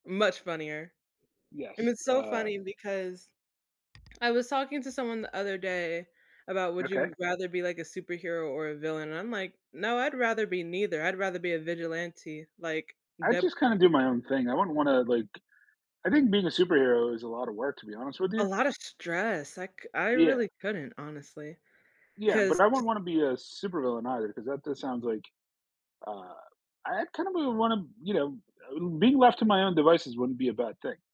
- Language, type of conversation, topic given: English, unstructured, What do our choices of superpowers reveal about our values and desires?
- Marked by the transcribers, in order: other background noise